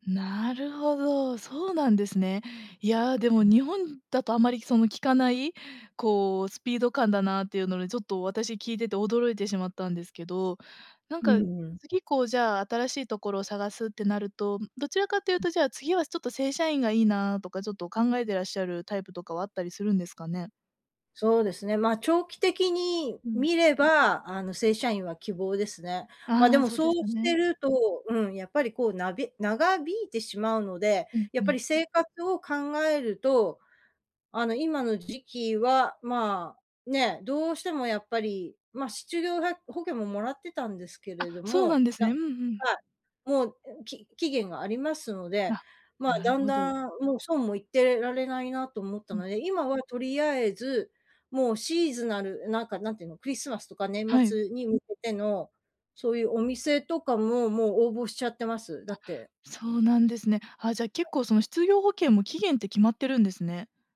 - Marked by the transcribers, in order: other background noise; in English: "シーズナル"
- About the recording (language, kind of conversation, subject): Japanese, advice, 失業によって収入と生活が一変し、不安が強いのですが、どうすればよいですか？